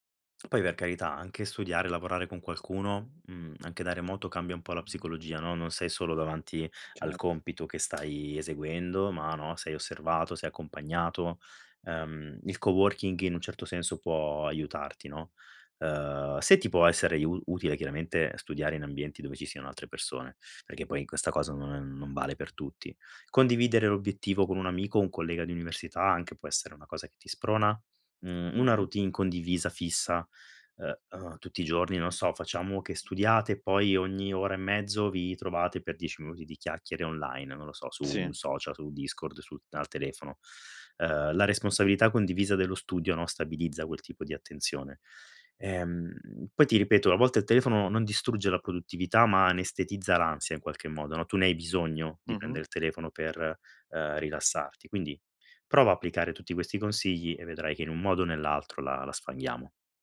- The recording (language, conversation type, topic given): Italian, advice, In che modo le distrazioni digitali stanno ostacolando il tuo lavoro o il tuo studio?
- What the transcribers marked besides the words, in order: other street noise; other background noise; in English: "co-working"